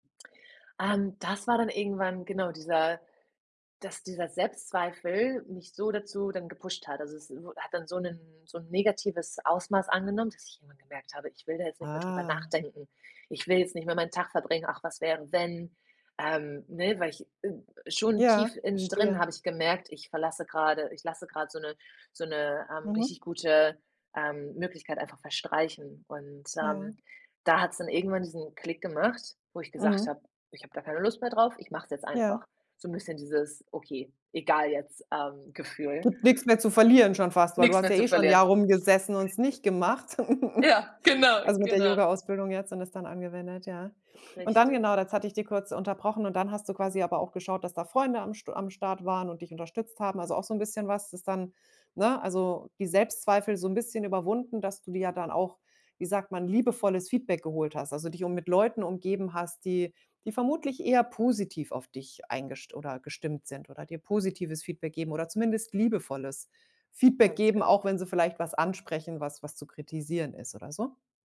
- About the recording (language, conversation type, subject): German, podcast, Wie gehst du ganz ehrlich mit Selbstzweifeln um?
- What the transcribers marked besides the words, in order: giggle; laughing while speaking: "genau"; stressed: "vermutlich"